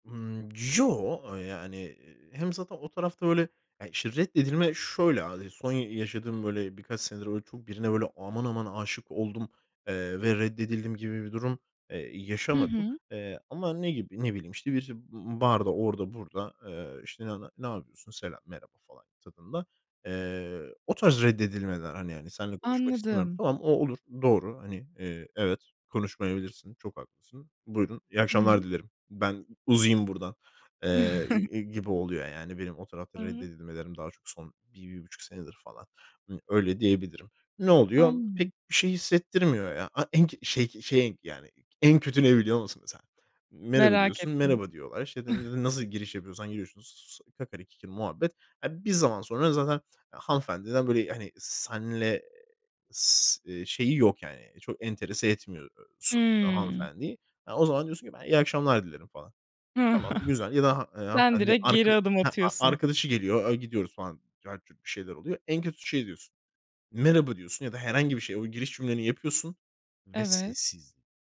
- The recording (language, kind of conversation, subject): Turkish, podcast, Kafede veya parkta yabancılarla sohbeti nasıl başlatabilirim?
- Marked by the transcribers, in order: unintelligible speech; chuckle; scoff; unintelligible speech; chuckle